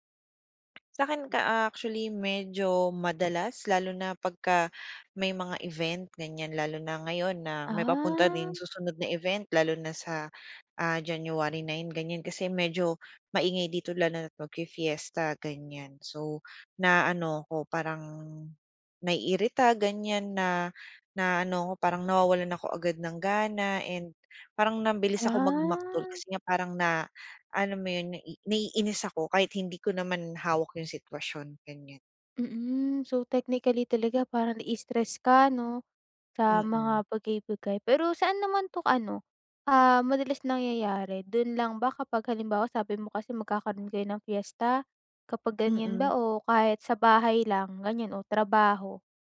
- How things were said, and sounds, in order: tapping
- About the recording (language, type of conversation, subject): Filipino, advice, Paano ko mababawasan ang pagiging labis na sensitibo sa ingay at sa madalas na paggamit ng telepono?